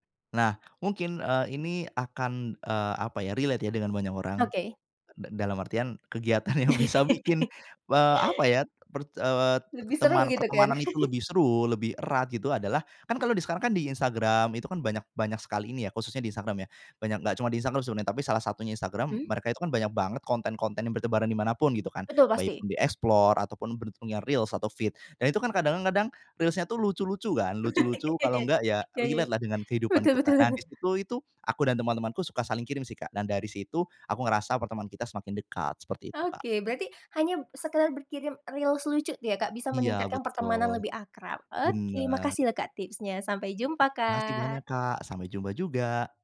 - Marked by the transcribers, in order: in English: "relate"; laughing while speaking: "yang bisa"; laugh; chuckle; "baik" said as "baip"; laugh; in English: "relate"; laughing while speaking: "Betul betul"; tapping
- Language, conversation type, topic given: Indonesian, podcast, Bagaimana media sosial mengubah cara kita menjalin pertemanan?